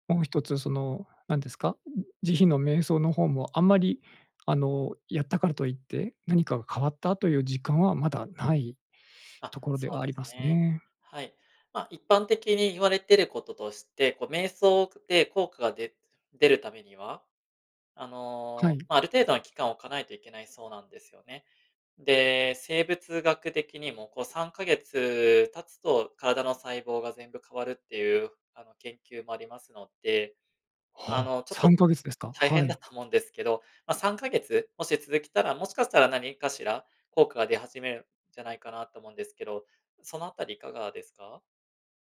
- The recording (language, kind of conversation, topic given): Japanese, advice, ストレス対処のための瞑想が続けられないのはなぜですか？
- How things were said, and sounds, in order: other noise